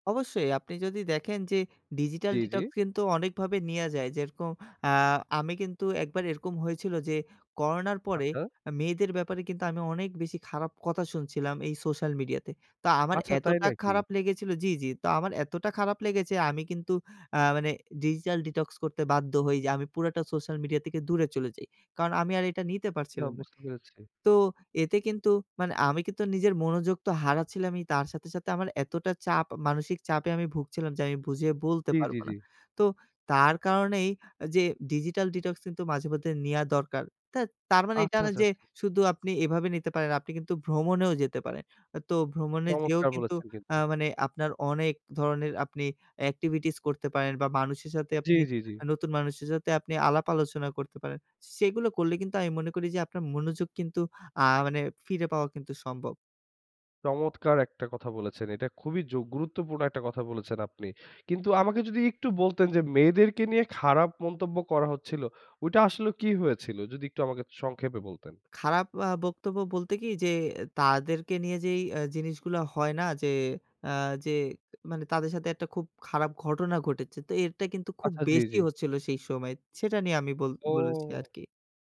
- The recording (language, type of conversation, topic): Bengali, podcast, সোশ্যাল মিডিয়া আপনার মনোযোগ কীভাবে কেড়ে নিচ্ছে?
- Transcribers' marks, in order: in English: "ডিজিটাল ডিটক্স"; in English: "ডিজিটাল ডিটক্স"; in English: "ডিজিটাল ডিটক্স"; in English: "activities"